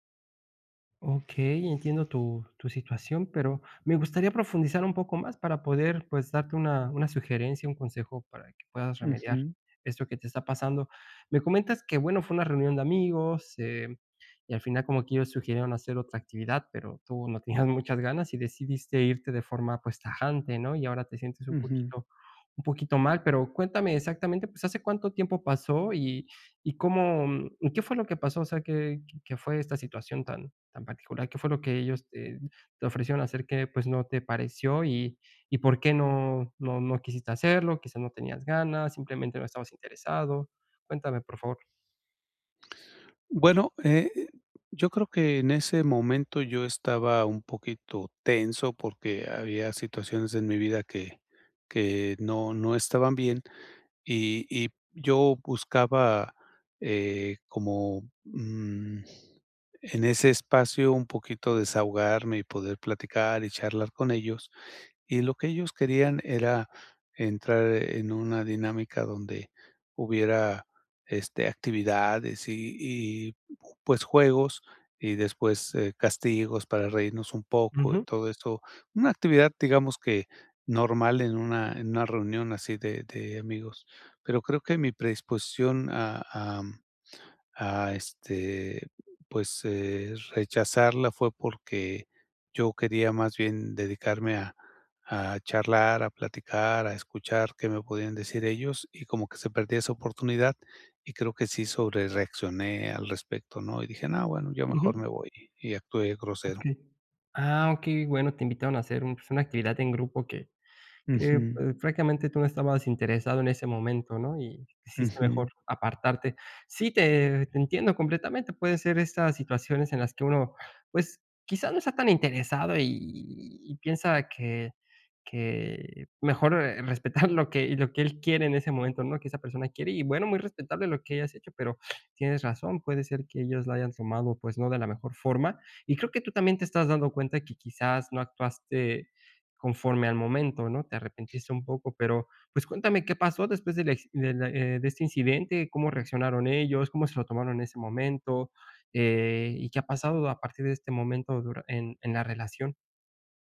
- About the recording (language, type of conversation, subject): Spanish, advice, ¿Cómo puedo recuperarme después de un error social?
- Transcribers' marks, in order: chuckle; other noise; chuckle